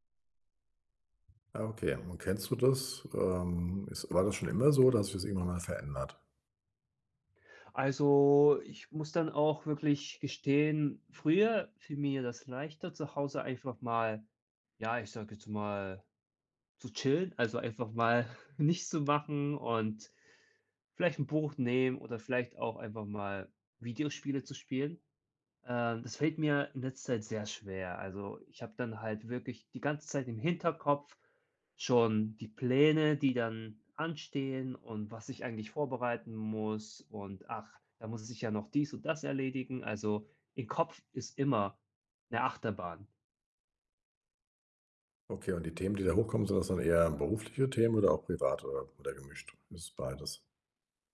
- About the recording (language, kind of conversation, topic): German, advice, Wie kann ich zu Hause endlich richtig zur Ruhe kommen und entspannen?
- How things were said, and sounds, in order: other background noise; drawn out: "Ähm"; tapping